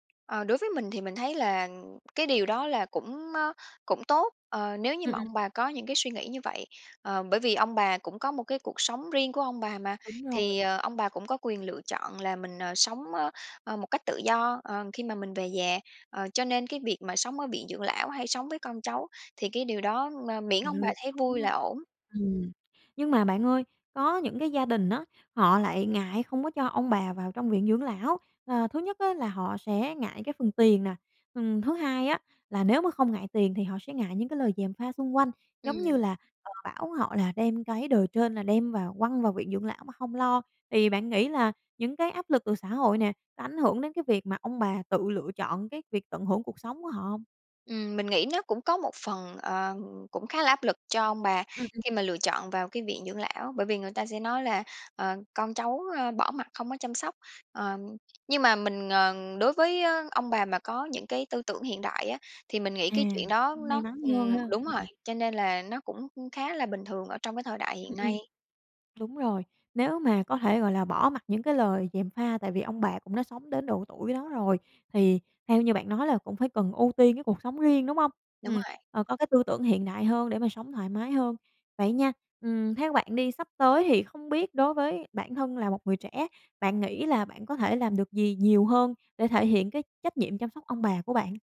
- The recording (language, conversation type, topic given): Vietnamese, podcast, Bạn thấy trách nhiệm chăm sóc ông bà nên thuộc về thế hệ nào?
- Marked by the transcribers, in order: tapping; other background noise